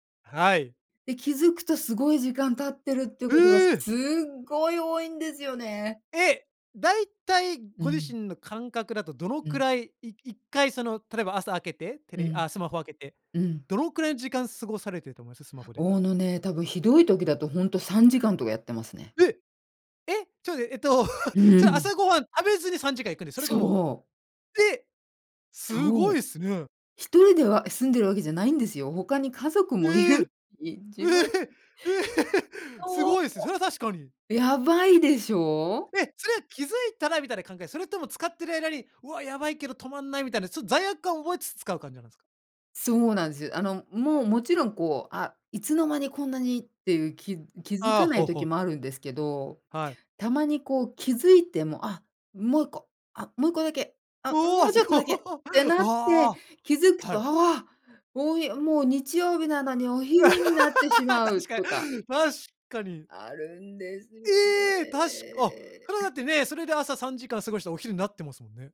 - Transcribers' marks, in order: chuckle; laughing while speaking: "ええ！ええ！"; other background noise; laughing while speaking: "すご"; laugh; laughing while speaking: "確かに"; surprised: "ええ"
- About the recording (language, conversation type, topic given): Japanese, podcast, スマホと上手に付き合うために、普段どんな工夫をしていますか？